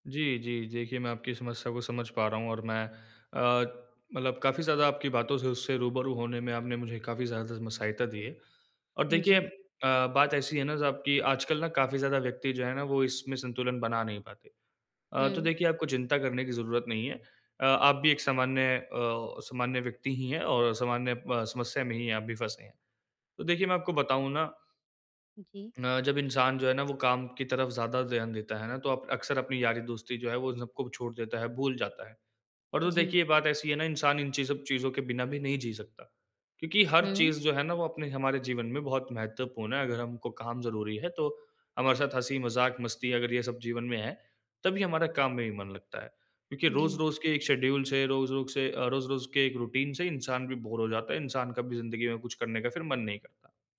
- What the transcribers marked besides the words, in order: in English: "शेड्यूल"; in English: "रूटीन"; in English: "बोर"
- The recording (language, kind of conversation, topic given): Hindi, advice, काम और सामाजिक जीवन के बीच संतुलन